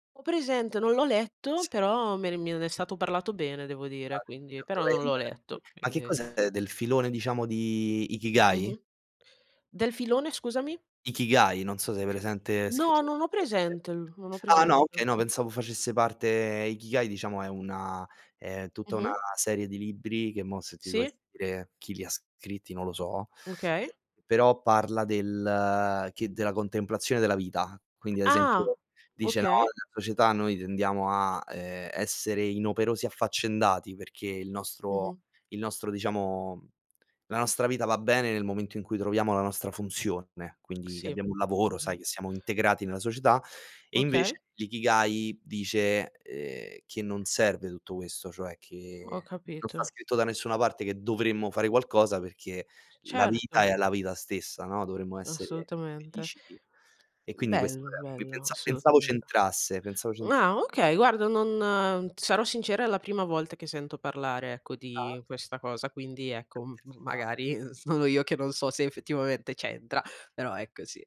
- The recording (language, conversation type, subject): Italian, unstructured, Come ti piace esprimere chi sei veramente?
- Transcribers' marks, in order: other noise; unintelligible speech; tapping; unintelligible speech; other background noise